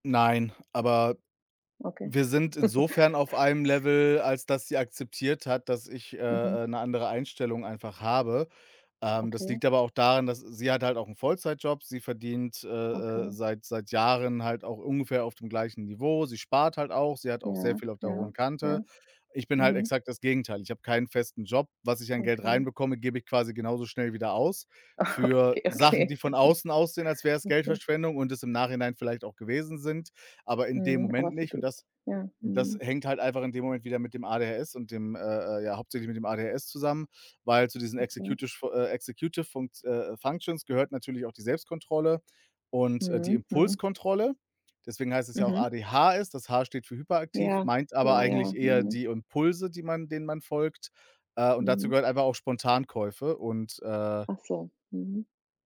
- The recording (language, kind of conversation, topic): German, unstructured, Wie reagierst du, wenn du Geldverschwendung siehst?
- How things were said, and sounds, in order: other background noise; chuckle; laughing while speaking: "Okay, okay"; chuckle; in English: "Executive"; in English: "Functions"; stressed: "ADHS"